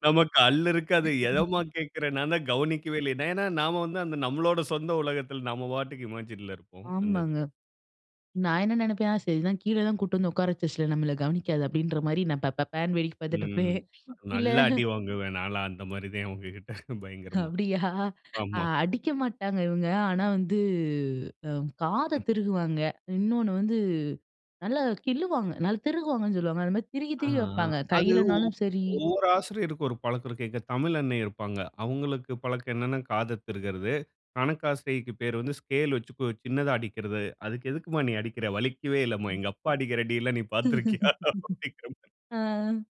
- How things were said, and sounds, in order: laughing while speaking: "நமக்கு அல்லு இருக்காது. எதம்மா கேட்கிறே! … உலகத்தில, நம்ம பாட்டுக்கு"; other noise; "ஏன்னா" said as "நேன்னா"; in English: "இமாஜின்ல"; laughing while speaking: "வேடிக்க பார்த்துட்டிருப்பேன். இல்ல"; laughing while speaking: "நல்லா அடி வாங்குவேன் நான்லாம், அந்த மாரிதேன். உங்ககிட்ட பயங்கரமா. ஆமா"; laughing while speaking: "அப்படியா!"; drawn out: "வந்து"; laughing while speaking: "அடிக்கிற அடியில நீ பார்த்திருக்கிறாயா? அப்படிங்கிறமாரி"; laugh
- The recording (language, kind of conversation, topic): Tamil, podcast, சிறந்த நண்பர்களோடு நேரம் கழிப்பதில் உங்களுக்கு மகிழ்ச்சி தருவது என்ன?